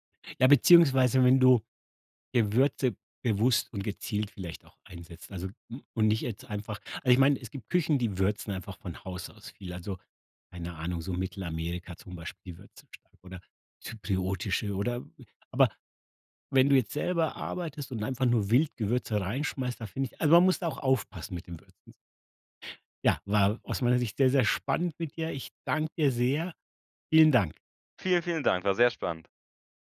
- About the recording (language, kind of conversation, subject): German, podcast, Welche Gewürze bringen dich echt zum Staunen?
- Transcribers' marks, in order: none